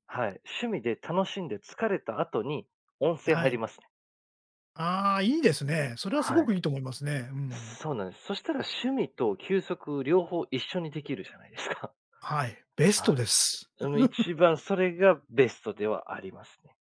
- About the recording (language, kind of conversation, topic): Japanese, podcast, 趣味と休息、バランスの取り方は？
- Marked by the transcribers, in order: laughing while speaking: "ないですか"; other background noise; chuckle